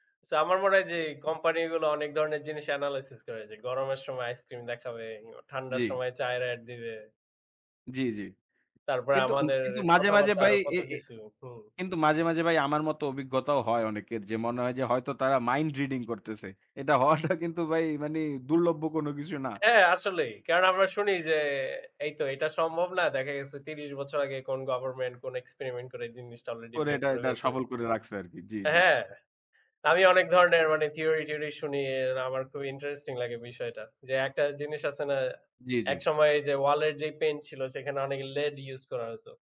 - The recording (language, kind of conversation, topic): Bengali, unstructured, অনলাইনে মানুষের ব্যক্তিগত তথ্য বিক্রি করা কি উচিত?
- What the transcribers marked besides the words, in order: tapping; laughing while speaking: "হওয়াটা কিন্তু ভাই"; "মানে" said as "মানি"